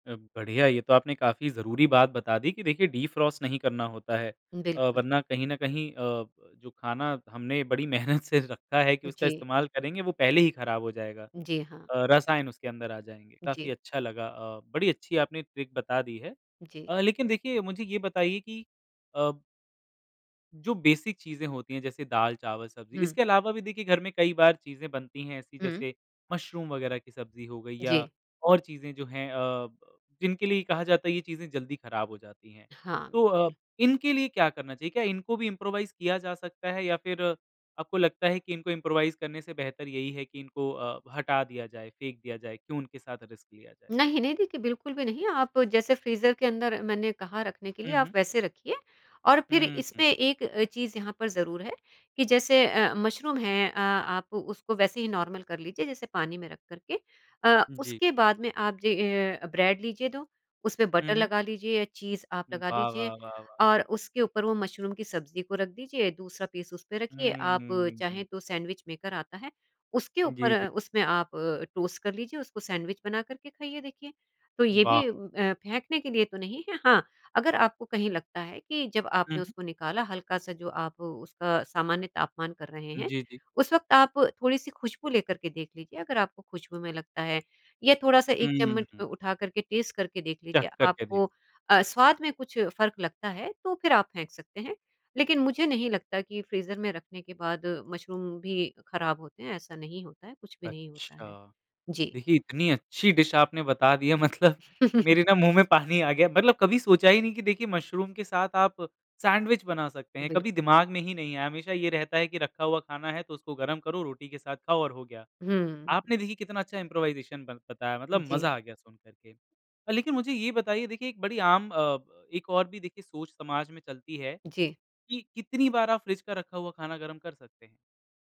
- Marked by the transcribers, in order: in English: "डिफ्रॉस्ट"; laughing while speaking: "मेहनत से"; in English: "ट्रिक"; in English: "इम्प्रोवाइज़"; in English: "इम्प्रोवाइज़"; in English: "रिस्क"; in English: "टेस्ट"; laughing while speaking: "मतलब"; chuckle; laughing while speaking: "पानी"; in English: "इम्प्रोवाइज़ेशन"
- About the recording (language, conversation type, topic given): Hindi, podcast, अचानक फ्रिज में जो भी मिले, उससे आप क्या बना लेते हैं?